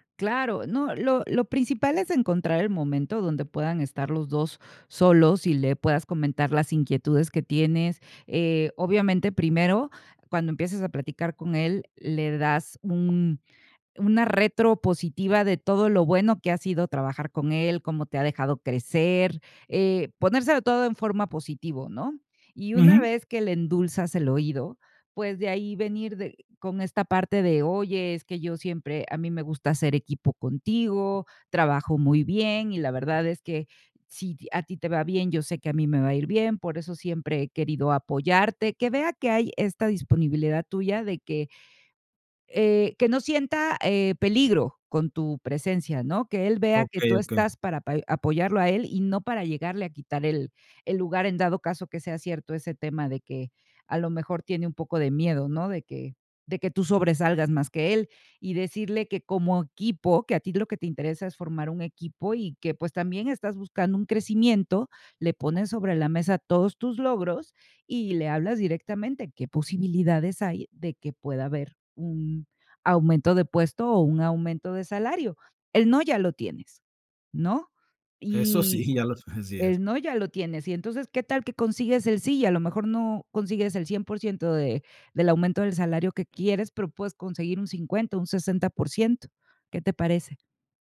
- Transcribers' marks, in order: none
- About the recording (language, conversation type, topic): Spanish, advice, ¿Cómo puedo pedir un aumento o una promoción en el trabajo?